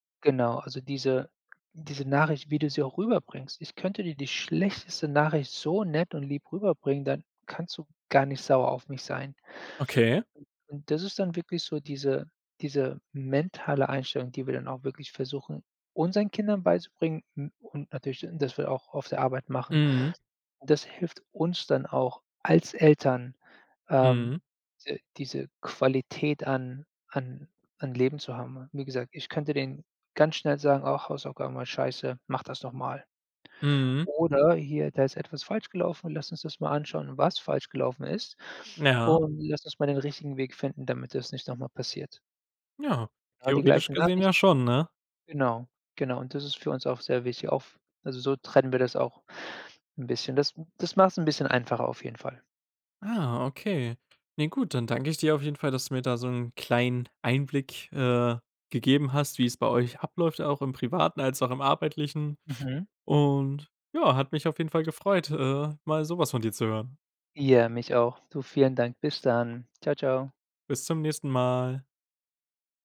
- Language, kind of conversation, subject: German, podcast, Wie teilt ihr Elternzeit und Arbeit gerecht auf?
- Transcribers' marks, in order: other background noise